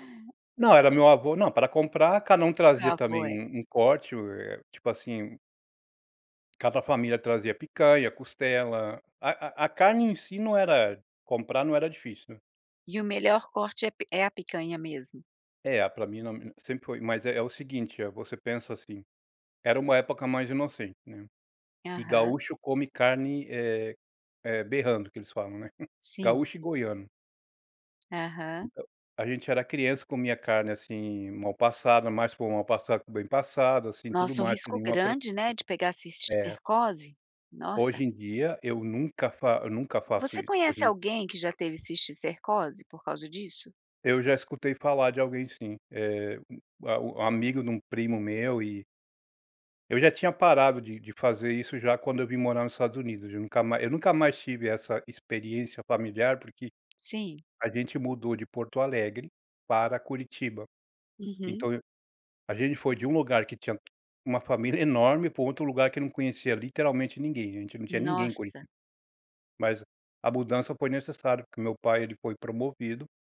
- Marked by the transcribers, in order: tapping; unintelligible speech; chuckle
- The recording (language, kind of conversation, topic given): Portuguese, podcast, Qual era um ritual à mesa na sua infância?